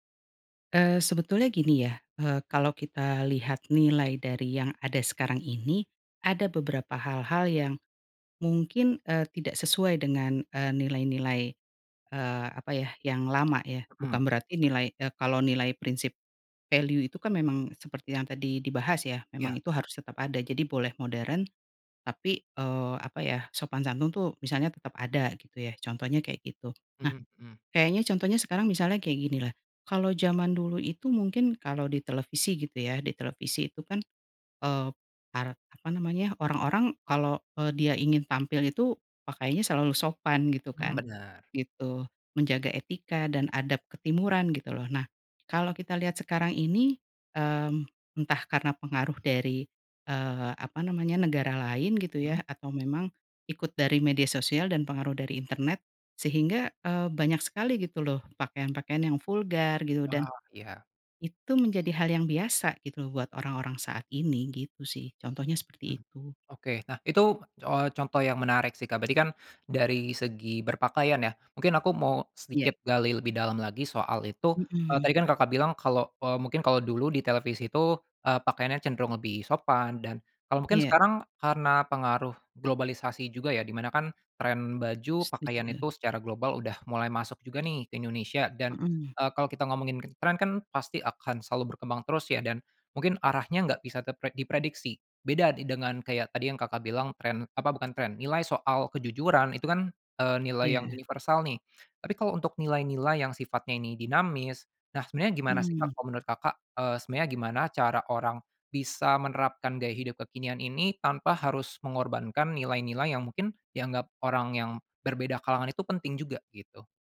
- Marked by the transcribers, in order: in English: "value"; other background noise
- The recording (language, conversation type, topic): Indonesian, podcast, Bagaimana kamu menyeimbangkan nilai-nilai tradisional dengan gaya hidup kekinian?
- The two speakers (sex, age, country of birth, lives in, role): female, 45-49, Indonesia, Indonesia, guest; male, 25-29, Indonesia, Indonesia, host